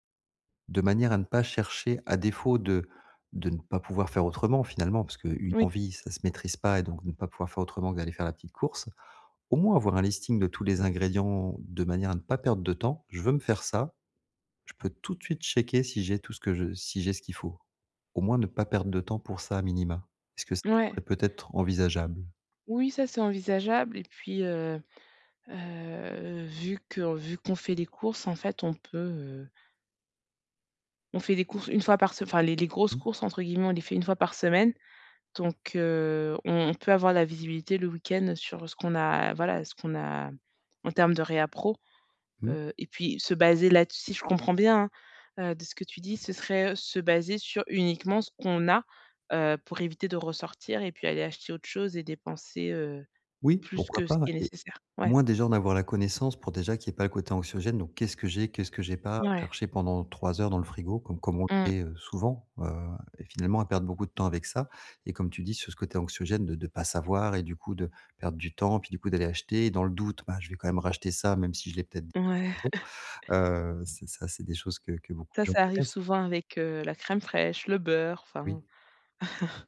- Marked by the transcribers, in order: drawn out: "heu"; "réapprovisionnement" said as "réappro"; chuckle; chuckle
- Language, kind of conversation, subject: French, advice, Comment planifier mes repas quand ma semaine est surchargée ?